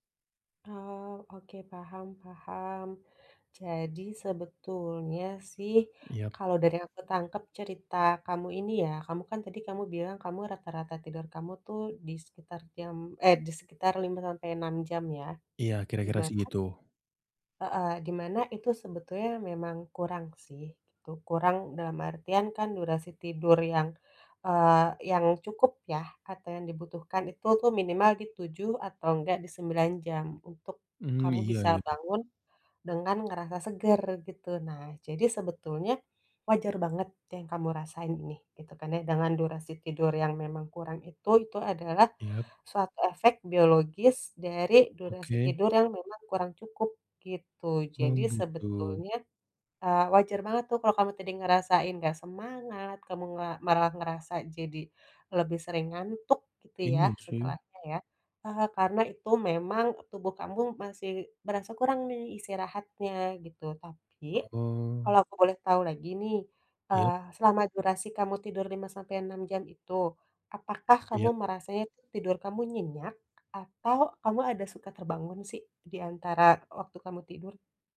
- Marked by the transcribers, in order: tapping; stressed: "ngantuk"
- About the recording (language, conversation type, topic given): Indonesian, advice, Mengapa saya sering sulit merasa segar setelah tidur meskipun sudah tidur cukup lama?